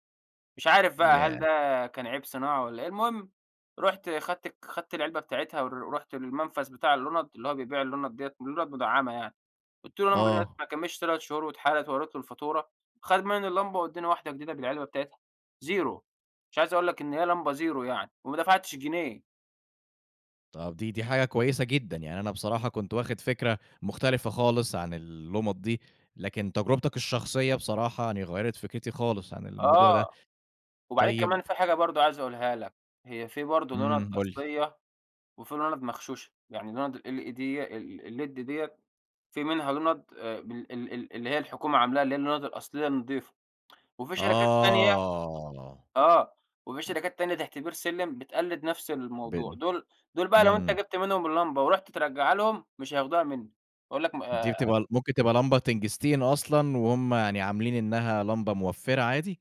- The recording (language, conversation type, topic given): Arabic, podcast, إزاي نقلّل استهلاك الكهربا في البيت؟
- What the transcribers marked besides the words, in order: in English: "ال L E D"; in English: "الled"; in English: "الled"; unintelligible speech